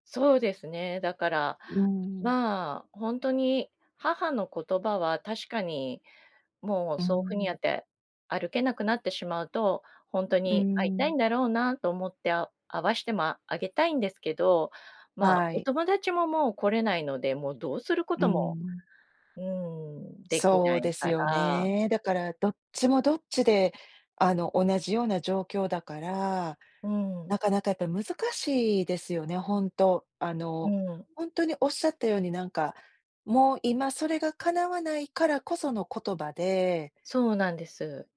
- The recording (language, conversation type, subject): Japanese, podcast, 誰かの一言で方向がガラッと変わった経験はありますか？
- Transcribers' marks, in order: other noise; other background noise